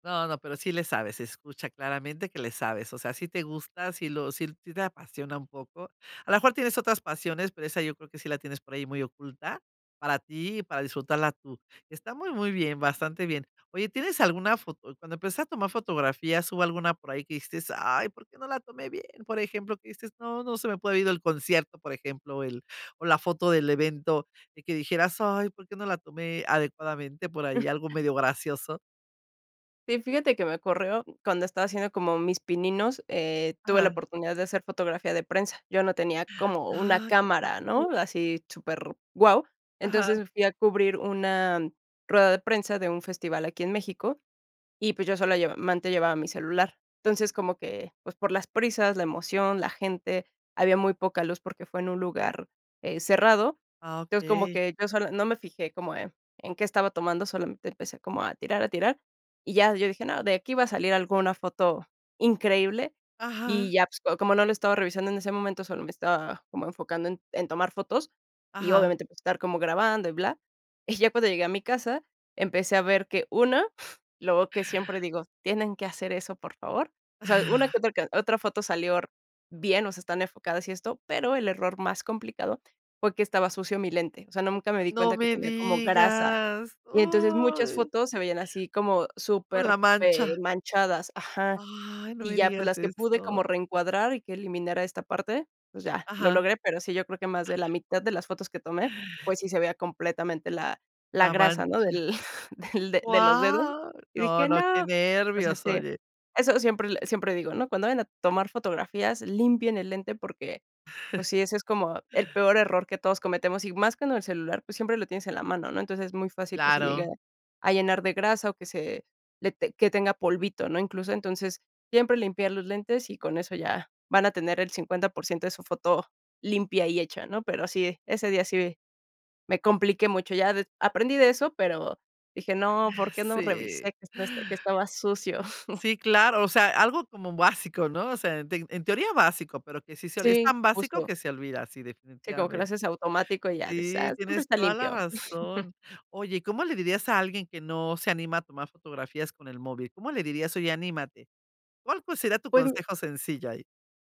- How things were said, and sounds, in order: put-on voice: "Ay, ¿por qué no la tomé bien?"; other noise; blowing; surprised: "No me digas, uy"; other background noise; giggle; put-on voice: "No"; chuckle; giggle; chuckle
- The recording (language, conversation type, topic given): Spanish, podcast, ¿Cómo te animarías a aprender fotografía con tu celular?